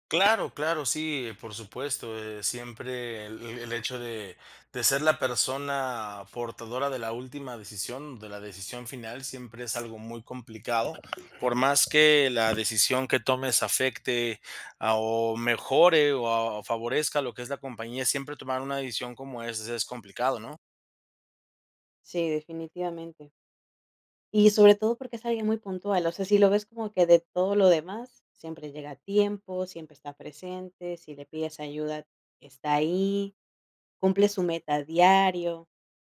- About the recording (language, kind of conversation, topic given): Spanish, advice, ¿Cómo puedo decidir si despedir o retener a un empleado clave?
- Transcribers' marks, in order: tapping; other background noise